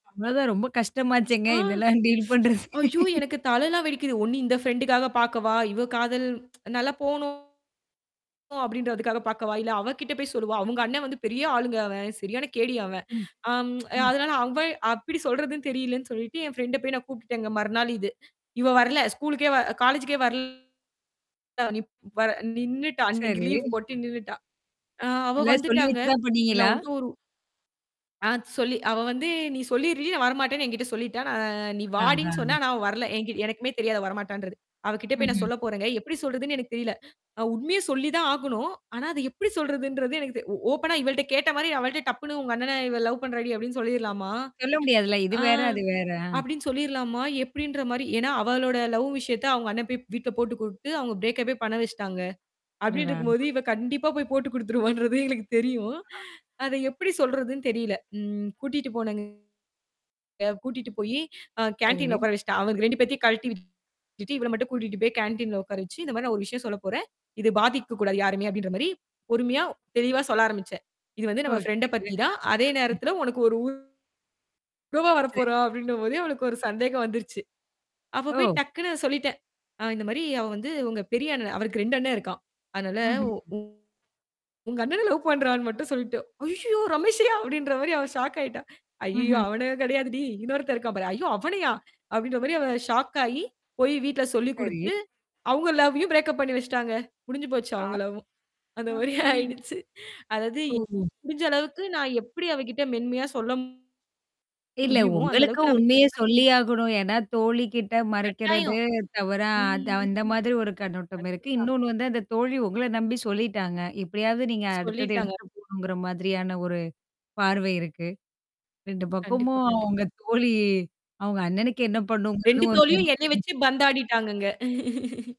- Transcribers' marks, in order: other background noise; other noise; laughing while speaking: "இதெல்லாம் டீல் பண்றது"; in English: "டீல்"; mechanical hum; tsk; distorted speech; static; tsk; "எப்படி" said as "அப்படி"; tapping; in English: "பிரேக் அப்பே"; unintelligible speech; laughing while speaking: "குடுத்துருவான்றது எனக்குத் தெரியும்"; surprised: "ஐயய்யோ! ரமேஷையா?"; laughing while speaking: "அப்படீன்ற மாரி அவ ஷாக் ஆயிட்டா"; in English: "ஷாக்"; in English: "பிரேக் அப்"; in English: "லவ்வும்"; laughing while speaking: "அந்த மாரி ஆயிடுச்சு"; unintelligible speech; unintelligible speech; laugh
- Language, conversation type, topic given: Tamil, podcast, ஒருவருக்கு உண்மையைச் சொல்லும்போது நேர்மையாகச் சொல்லலாமா, மென்மையாகச் சொல்லலாமா என்பதை நீங்கள் எப்படித் தேர்வு செய்வீர்கள்?